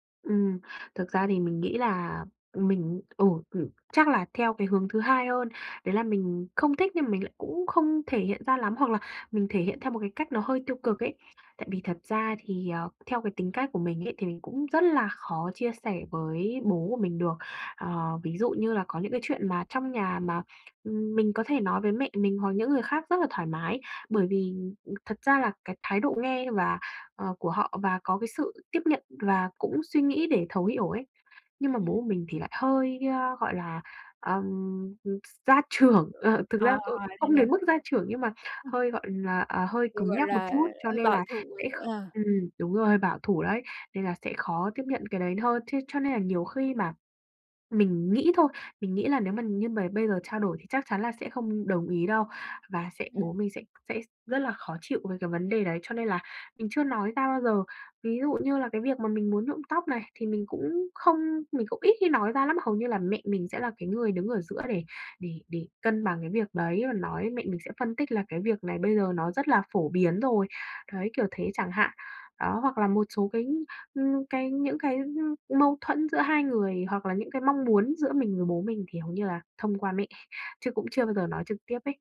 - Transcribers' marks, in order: tapping; other noise; laughing while speaking: "trưởng"; other background noise
- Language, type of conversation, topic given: Vietnamese, advice, Làm thế nào để dung hòa giữa truyền thống gia đình và mong muốn của bản thân?